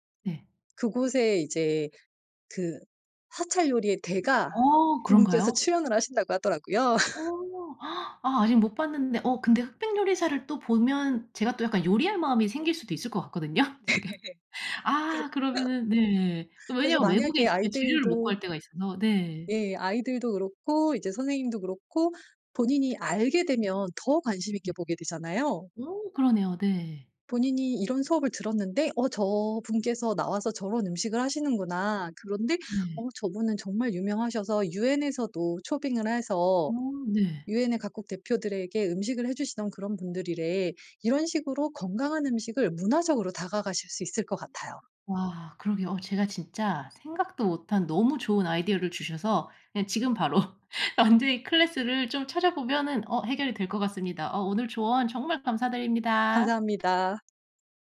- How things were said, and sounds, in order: laugh; gasp; laughing while speaking: "네"; laughing while speaking: "지금"; other background noise; laugh; tapping; laughing while speaking: "바로"; in English: "원데이 클래스를"
- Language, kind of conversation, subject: Korean, advice, 바쁜 일상에서 가공식품 섭취를 간단히 줄이고 식습관을 개선하려면 어떻게 해야 하나요?